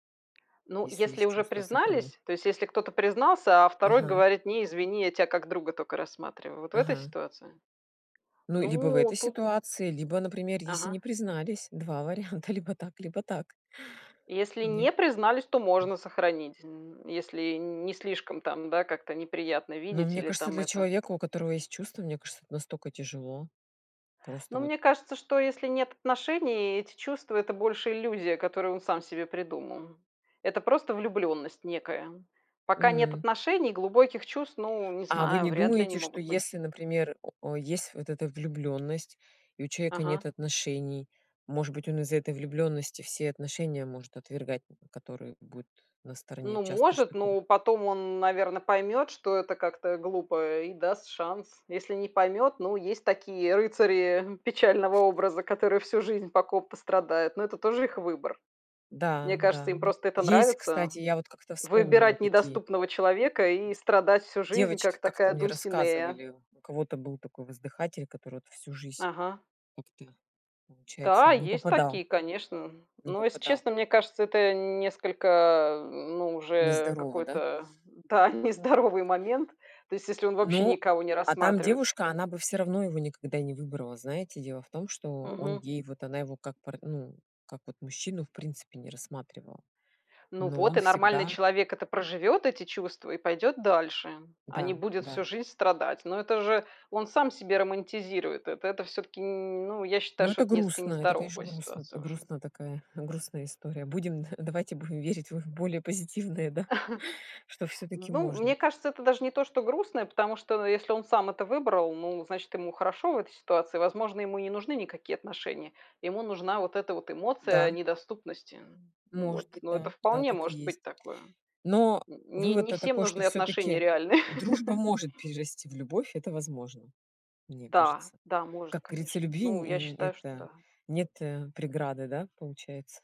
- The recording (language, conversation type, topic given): Russian, unstructured, Как вы думаете, может ли дружба перерасти в любовь?
- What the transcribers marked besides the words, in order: tapping; other background noise; laughing while speaking: "варианта"; "настолько" said as "настока"; "жизнь" said as "жись"; laughing while speaking: "да, нездоровый"; laughing while speaking: "позитивные, да"; chuckle; laugh; "говорится" said as "горится"